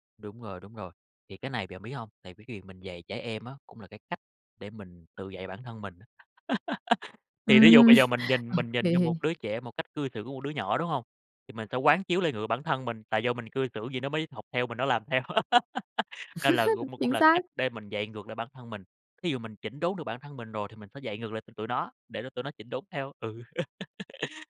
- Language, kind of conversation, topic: Vietnamese, podcast, Bạn dạy con về lễ nghĩa hằng ngày trong gia đình như thế nào?
- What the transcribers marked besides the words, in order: laugh; tapping; laugh; laugh